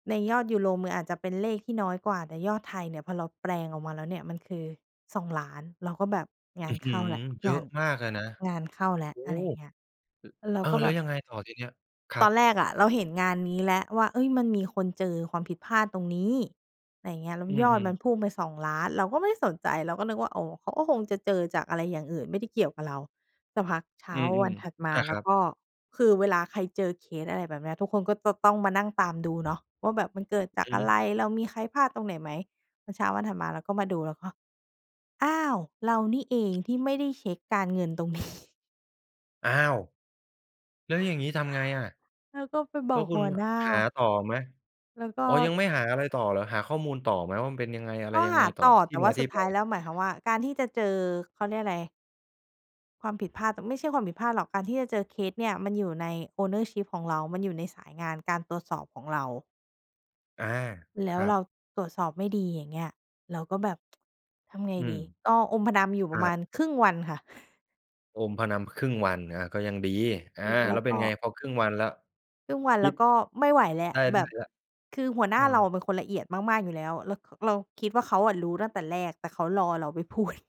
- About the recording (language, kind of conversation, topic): Thai, podcast, คุณจัดการกับความกลัวเมื่อต้องพูดความจริงอย่างไร?
- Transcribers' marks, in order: tapping; laughing while speaking: "นี้"; in English: "Ownership"; "ก็อมพนำ" said as "อมพะดำ"; laughing while speaking: "พูด"